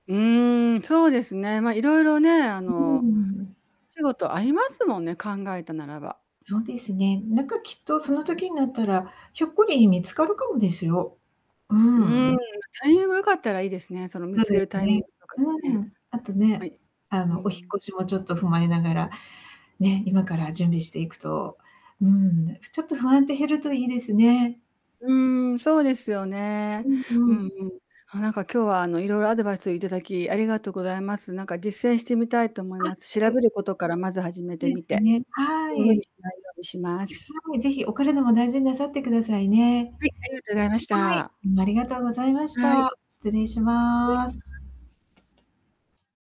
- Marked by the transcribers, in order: static; distorted speech; other background noise; other noise; other street noise; tapping
- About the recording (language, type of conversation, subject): Japanese, advice, 将来への不安で決断ができず悩んでいる